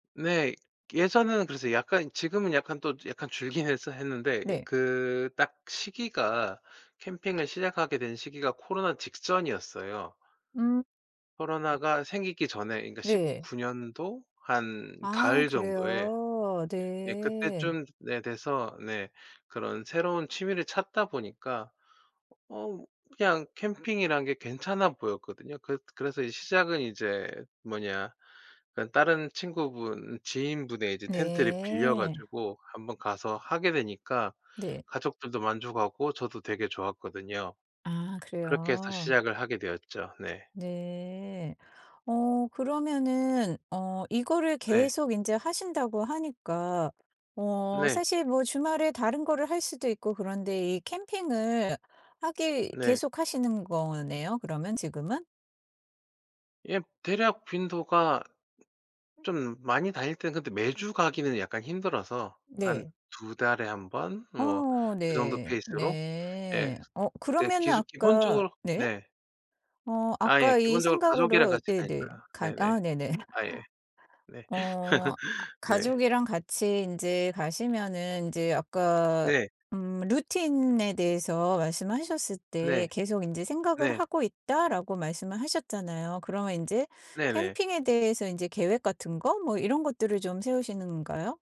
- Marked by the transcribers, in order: other background noise; tapping; laugh; laugh
- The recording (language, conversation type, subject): Korean, podcast, 취미를 오래 꾸준히 이어가게 해주는 루틴은 무엇인가요?